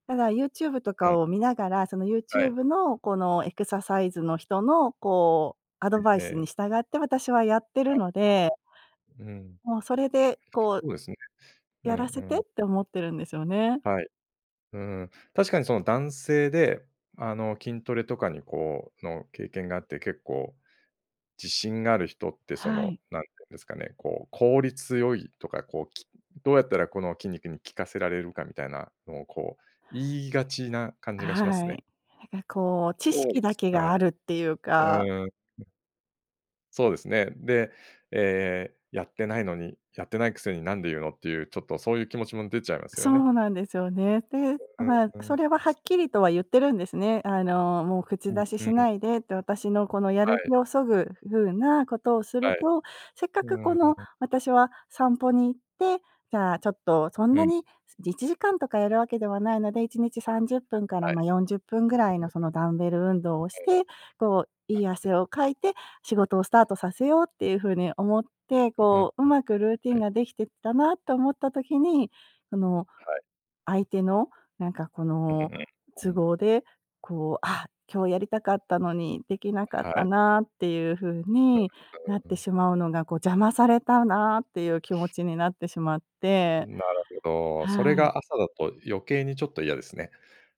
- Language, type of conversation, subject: Japanese, advice, 家族の都合で運動を優先できないとき、どうすれば運動の時間を確保できますか？
- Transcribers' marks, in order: other background noise